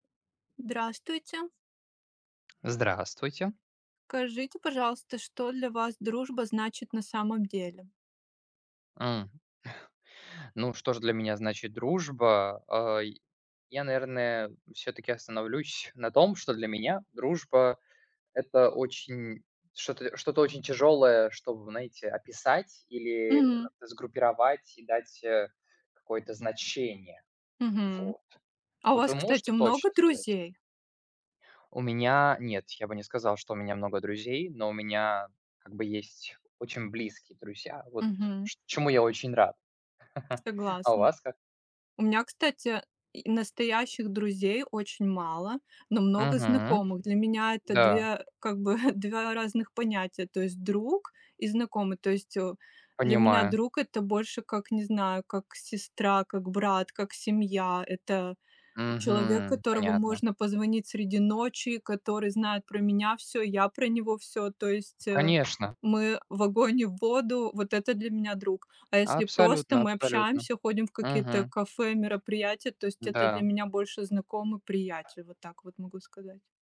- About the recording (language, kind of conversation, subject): Russian, unstructured, Что для тебя на самом деле значит дружба?
- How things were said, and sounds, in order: tapping; chuckle; other background noise; chuckle; grunt; chuckle